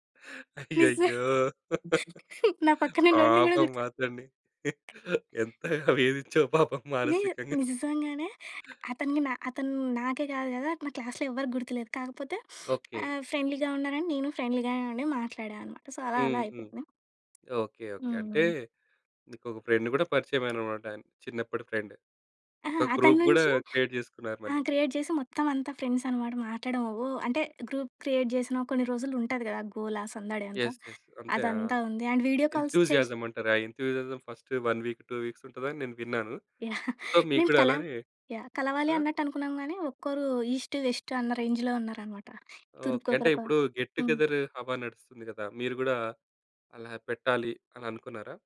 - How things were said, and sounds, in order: laughing while speaking: "అయ్యయ్యో! పాపం అతన్ని ఎంతగ వేదించవు పాపం మానసికంగా"; laughing while speaking: "నిజా నా పక్కనున్నోడిని కూడా గుర్తు"; tapping; in English: "క్లాస్‌లో"; sniff; in English: "ఫ్రెండ్లీగా"; in English: "ఫ్రెండ్లీగానే"; in English: "సో"; in English: "ఫ్రెండ్"; other background noise; in English: "ఫ్రెండ్"; in English: "గ్రూప్"; in English: "క్రియేట్"; in English: "క్రియేట్"; in English: "ఫ్రెండ్స్"; in English: "గ్రూప్ క్రియేట్"; in English: "యెస్. యెస్"; in English: "అండ్ వీడియో కాల్స్"; in English: "ఎంథూసియాజమ్"; in English: "ఎంథూసియాజమ్ ఫస్ట్ వన్ వీక్ టూ వీక్స్"; chuckle; in English: "సో"; in English: "ఈస్ట్, వెస్ట్"; in English: "రేంజ్‌లో"; in English: "గెట్ టు గెదరు"
- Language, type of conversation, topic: Telugu, podcast, ఏ రుచి మీకు ఒకప్పటి జ్ఞాపకాన్ని గుర్తుకు తెస్తుంది?